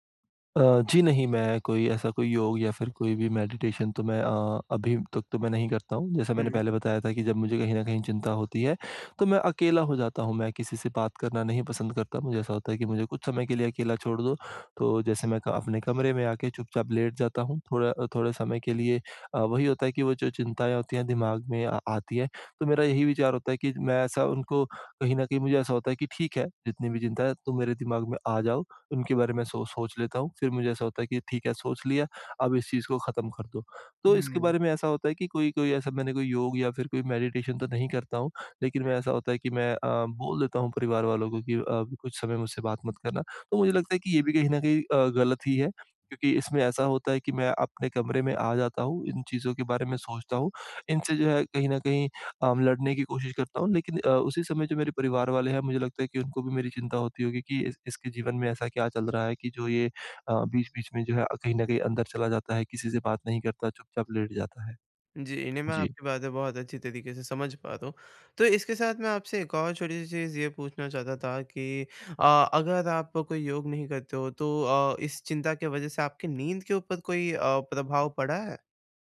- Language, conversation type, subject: Hindi, advice, क्या चिंता होना सामान्य है और मैं इसे स्वस्थ तरीके से कैसे स्वीकार कर सकता/सकती हूँ?
- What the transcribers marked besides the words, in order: in English: "मेडिटेशन"; in English: "मेडिटेशन"